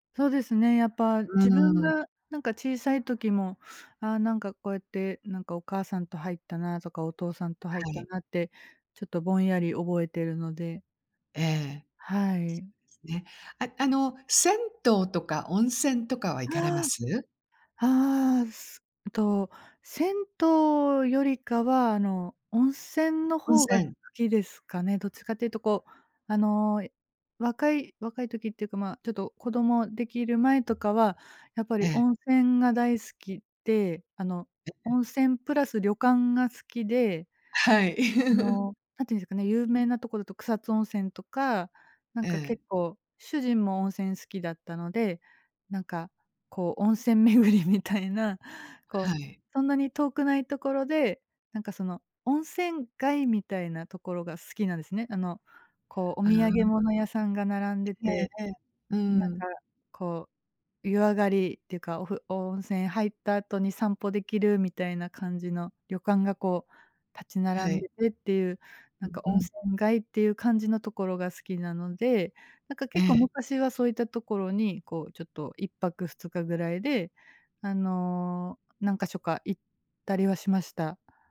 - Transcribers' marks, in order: chuckle; laughing while speaking: "巡りみたいな"; tapping
- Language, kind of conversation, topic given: Japanese, podcast, お風呂でリラックスするためのコツはありますか？